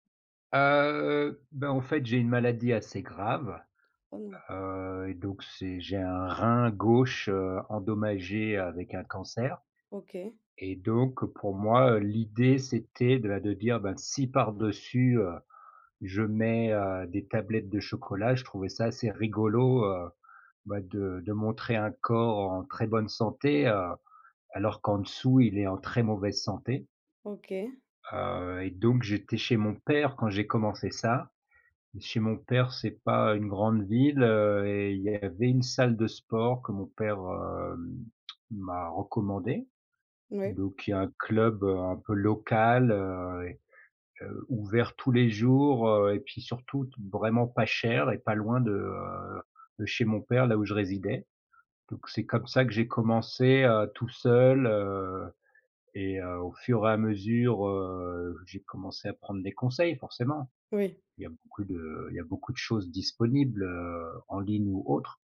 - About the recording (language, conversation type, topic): French, podcast, Quel loisir te passionne en ce moment ?
- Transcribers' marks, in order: other background noise